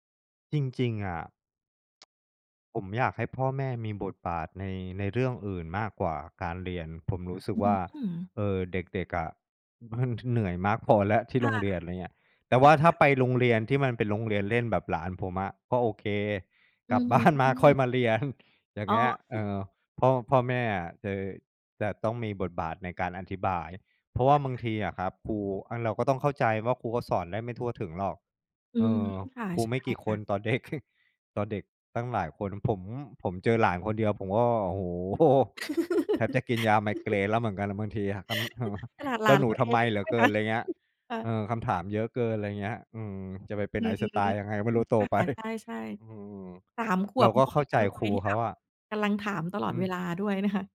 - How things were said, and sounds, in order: other background noise; laughing while speaking: "มันเหนื่อยมากพอแล้ว"; laughing while speaking: "กลับบ้านมาค่อยมาเรียน"; laughing while speaking: "เด็ก"; laughing while speaking: "โอ้โฮ !"; giggle; laughing while speaking: "ทำ ม"; other noise; chuckle; laughing while speaking: "ไป"
- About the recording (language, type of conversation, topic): Thai, podcast, บทบาทของพ่อกับแม่ในครอบครัวยุคนี้ควรเป็นอย่างไร?